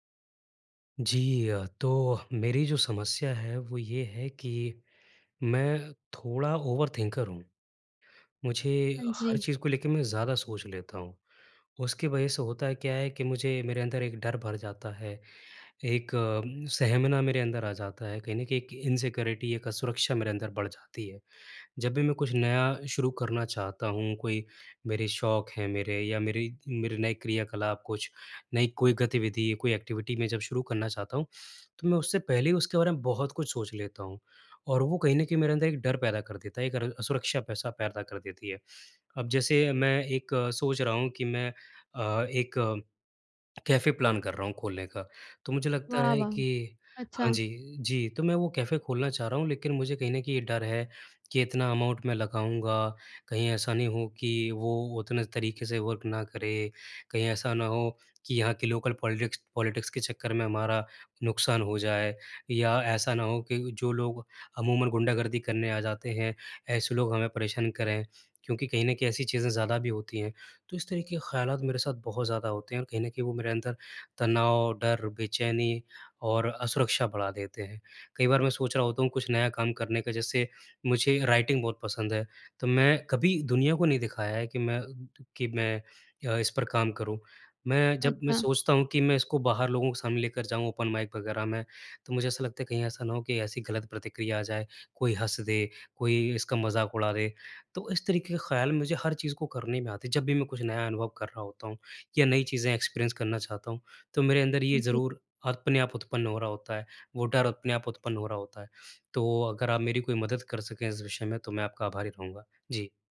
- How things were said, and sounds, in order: in English: "ओवरथिंकर"; in English: "इनसिक्योरिटी"; in English: "एक्टिविटी"; in English: "कैफ़े प्लान"; in English: "कैफ़े"; in English: "अमाउंट"; in English: "वर्क"; in English: "लोकल पॉलिटिक्स पॉलिटिक्स"; in English: "राइटिंग"; in English: "ओपन माइक"; in English: "एक्सपीरिएन्स"
- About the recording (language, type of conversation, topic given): Hindi, advice, नए शौक या अनुभव शुरू करते समय मुझे डर और असुरक्षा क्यों महसूस होती है?